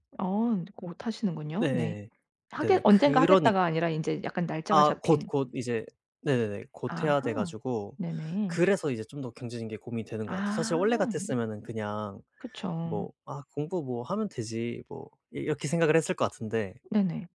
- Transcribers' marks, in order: none
- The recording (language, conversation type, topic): Korean, advice, 성장 기회가 많은 회사와 안정적인 회사 중 어떤 선택을 해야 할까요?